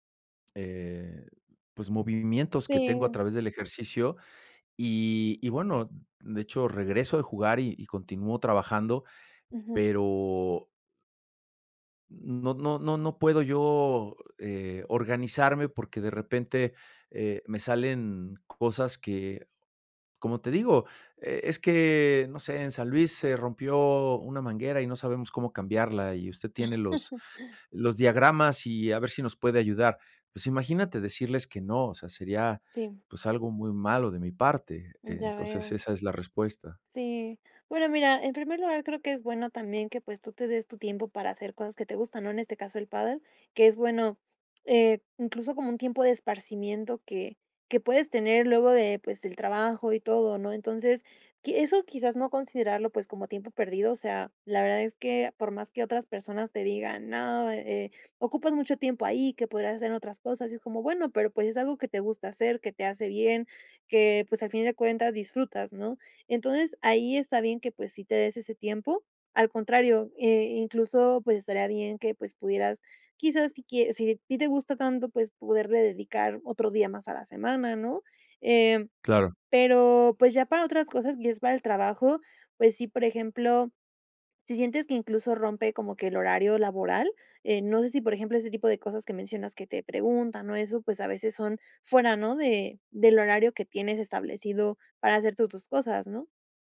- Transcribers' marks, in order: chuckle
- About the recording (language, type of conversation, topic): Spanish, advice, ¿Cómo puedo evitar que las interrupciones arruinen mi planificación por bloques de tiempo?